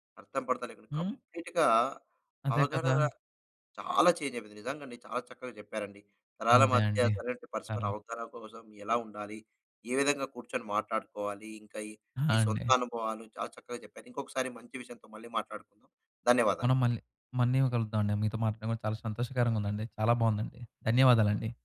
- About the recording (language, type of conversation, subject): Telugu, podcast, తరాల మధ్య సరైన పరస్పర అవగాహన పెరగడానికి మనం ఏమి చేయాలి?
- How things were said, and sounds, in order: in English: "కంప్లీట్‌గా"; "మళ్ళీ" said as "మన్నీవో"